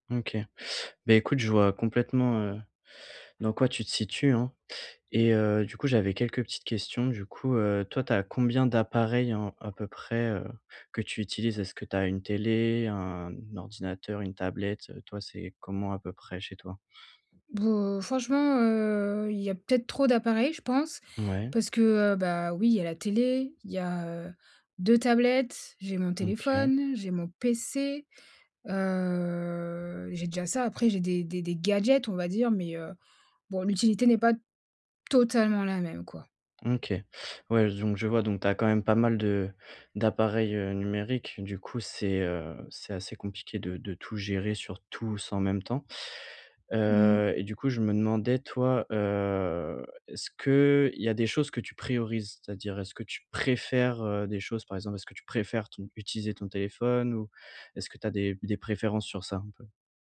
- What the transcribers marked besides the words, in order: other background noise; drawn out: "Heu"; stressed: "gadgets"; stressed: "totalement"; stressed: "tous"; stressed: "préfères"
- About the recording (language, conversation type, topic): French, advice, Comment puis-je simplifier mes appareils et mes comptes numériques pour alléger mon quotidien ?